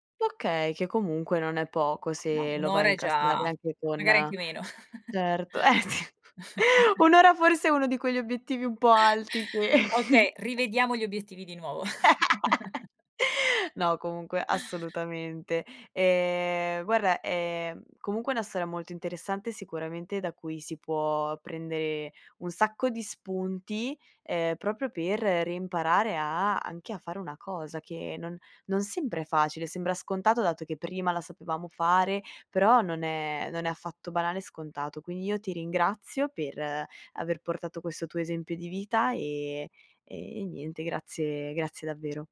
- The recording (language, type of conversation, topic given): Italian, podcast, Come si può reimparare senza perdere fiducia in sé stessi?
- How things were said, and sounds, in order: tapping; laughing while speaking: "eh sì"; chuckle; other background noise; chuckle; chuckle; laugh; chuckle